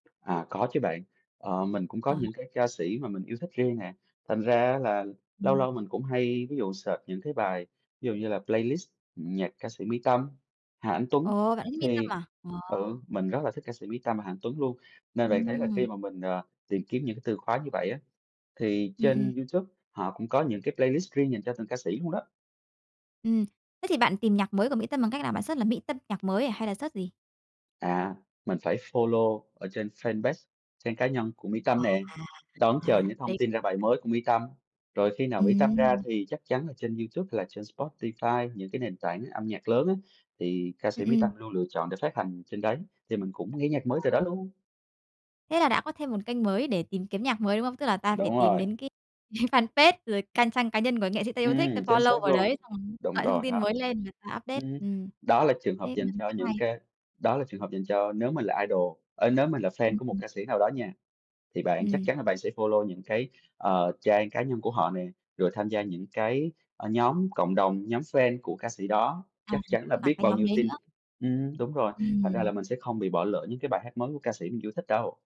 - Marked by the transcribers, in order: tapping; other background noise; in English: "search"; in English: "Playlist"; in English: "playlist"; in English: "search"; in English: "search"; in English: "follow"; in English: "fanpage"; unintelligible speech; laugh; in English: "fanpage"; in English: "follow"; unintelligible speech; in English: "update"; in English: "idol"; in English: "follow"
- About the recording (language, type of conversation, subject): Vietnamese, podcast, Bạn thường khám phá nhạc mới bằng cách nào?